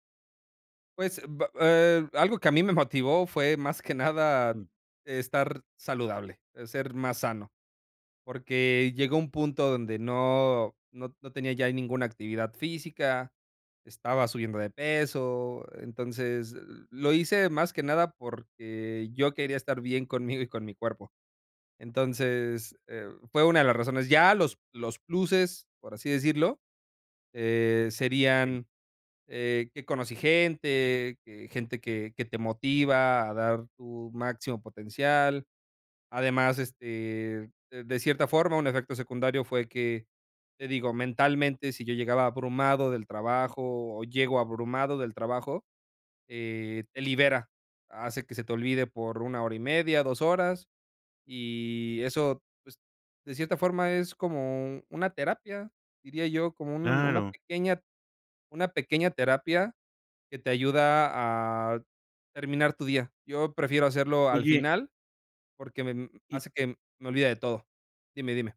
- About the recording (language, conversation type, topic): Spanish, podcast, ¿Qué actividad física te hace sentir mejor mentalmente?
- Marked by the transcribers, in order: laughing while speaking: "motivó"